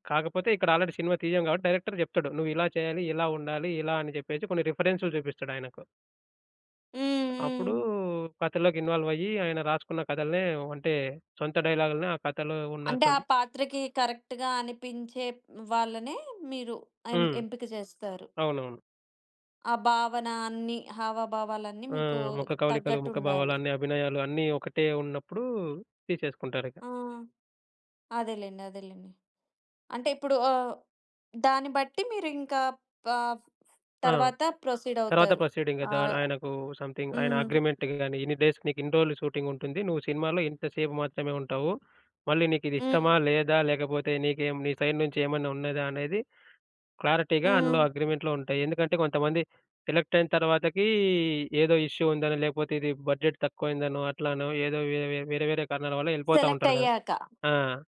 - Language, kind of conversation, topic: Telugu, podcast, పాత్రలకు నటీనటులను ఎంపిక చేసే నిర్ణయాలు ఎంత ముఖ్యమని మీరు భావిస్తారు?
- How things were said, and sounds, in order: in English: "ఆల్రెడీ"; in English: "డైరెక్టర్"; in English: "డైలాగ్‌లని"; in English: "కరెక్ట్‌గా"; other background noise; tapping; in English: "ప్రొసీడింగ్"; in English: "సమ్‌థింగ్"; in English: "అగ్రీమెంటికి"; in English: "డేస్"; in English: "షూటింగ్"; in English: "సైడ్"; in English: "క్లారిటీగా"; in English: "అగ్రీమెంట్‌లో"; in English: "ఇష్యూ"; in English: "బడ్జెట్"